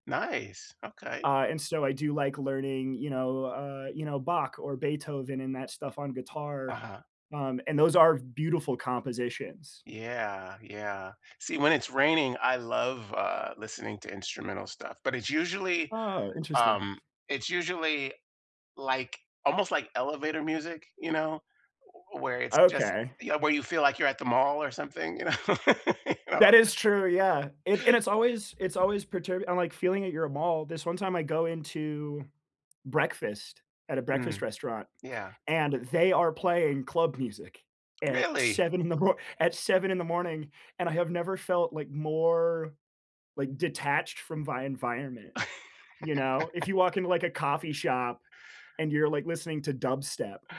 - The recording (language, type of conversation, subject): English, unstructured, How should I use music to mark a breakup or celebration?
- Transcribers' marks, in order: other background noise; laughing while speaking: "you know? You know?"; laugh; tapping; laughing while speaking: "seven in the mor"; drawn out: "more"; "my" said as "vy"; laugh